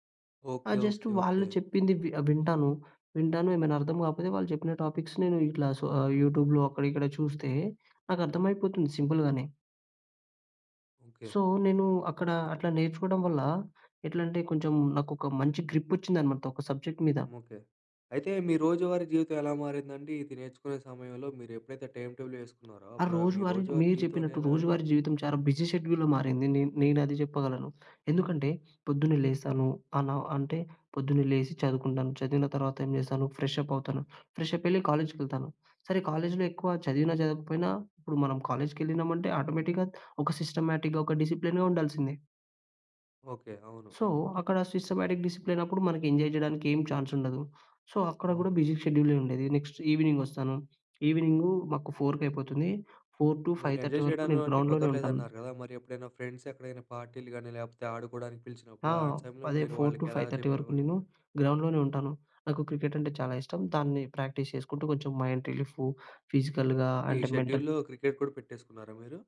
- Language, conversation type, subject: Telugu, podcast, మీ జీవితంలో జరిగిన ఒక పెద్ద మార్పు గురించి వివరంగా చెప్పగలరా?
- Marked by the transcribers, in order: in English: "టాపిక్స్"; in English: "సొ"; in English: "యూట్యూబ్‍లో"; in English: "సింపుల్‌గానే"; in English: "సో"; "గ్రిప్పోచ్చిందనమాట" said as "గ్రిప్పోచ్చిందనమంతో"; in English: "సబ్జెక్ట్"; tapping; in English: "బిజీ షెడ్యూల్‌లో"; in English: "కాలేజ్‌కెళ్తాను"; in English: "కాలేజ్‌లో"; in English: "కాలేజ్‌కెళ్ళినామంటే, ఆటోమేటిక్‌గా"; in English: "సిస్టమాటిక్‌గా"; in English: "డిసిప్లిన్‌గా"; in English: "సో"; in English: "సిస్టమాటిక్"; in English: "ఎంజాయ్"; in English: "సో"; in English: "బిజీ"; in English: "నెక్స్ట్"; other noise; in English: "ఫోర్ టూ ఫైవ్ థర్టీ"; in English: "ఎంజాయ్"; in English: "గ్రౌండ్‌లోనే"; in English: "ఫోర్ టూ ఫైవ్ థర్టీ"; "సమయంలో" said as "సములో"; in English: "గ్రౌండ్‍లోనే"; in English: "ప్రాక్టీస్"; in English: "మైండ్"; in English: "ఫిజికల్‌గా"; in English: "షెడ్యూల్‌లో"; in English: "మెంటల్"